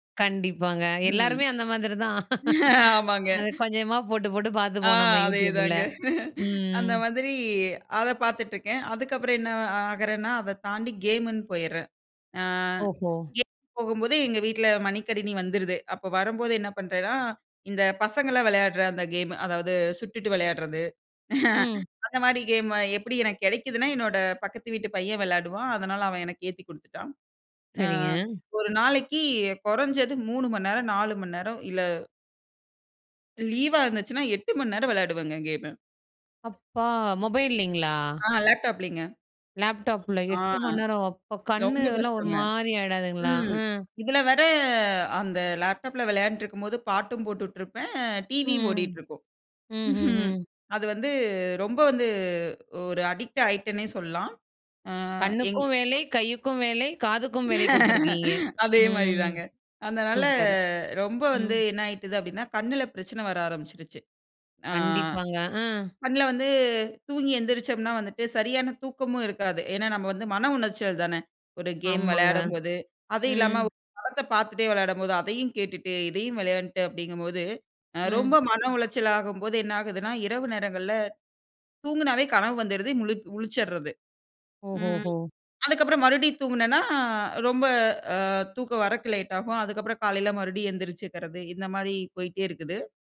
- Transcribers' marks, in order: laughing while speaking: "ஆமாங்க"; laugh; laugh; laugh; "குறைந்தது" said as "கொறஞ்சது"; surprised: "அப்பா! மொபைல்லேங்களா?"; in English: "லேப்டாப்"; in English: "லேப்டாப்ல"; surprised: "அப்பா!"; chuckle; "சொல்லலாம்" said as "சொல்லாம்"; laugh; "வரதுக்கு" said as "வரக்கு"
- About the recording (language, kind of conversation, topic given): Tamil, podcast, நீங்கள் தினசரி திரை நேரத்தை எப்படிக் கட்டுப்படுத்திக் கொள்கிறீர்கள்?